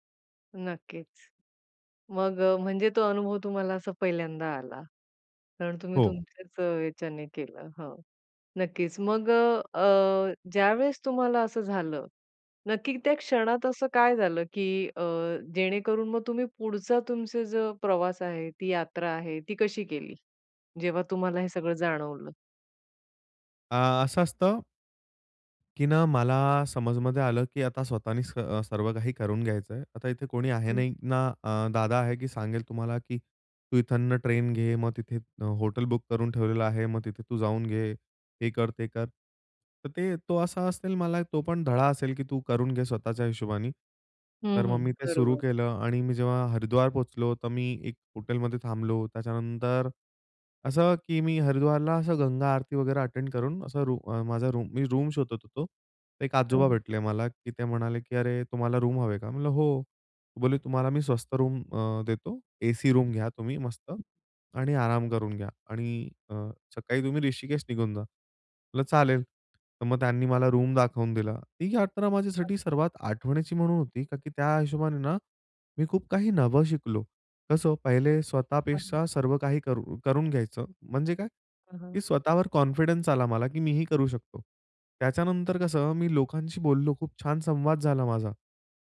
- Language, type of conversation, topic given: Marathi, podcast, प्रवासात तुम्हाला स्वतःचा नव्याने शोध लागण्याचा अनुभव कसा आला?
- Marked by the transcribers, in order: in English: "रूम"; in English: "रूम"; in English: "रूम"; in English: "रूम"; in English: "एसी रूम"; other noise; tapping; other background noise; in English: "रूम"; unintelligible speech; "कारण की" said as "का की"; in English: "कॉन्फिडन्स"